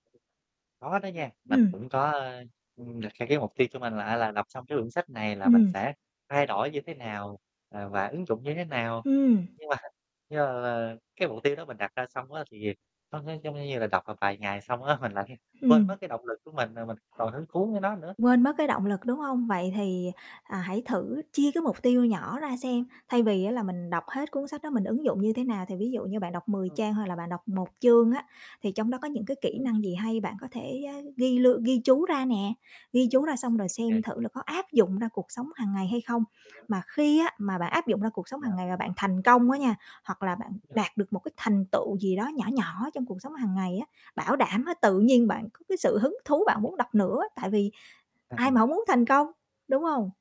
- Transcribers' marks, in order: other background noise; static; chuckle; tapping; distorted speech; laughing while speaking: "lại"; unintelligible speech; unintelligible speech; unintelligible speech; unintelligible speech
- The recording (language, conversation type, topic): Vietnamese, advice, Làm thế nào để tôi duy trì thói quen đọc sách mỗi tuần như đã dự định?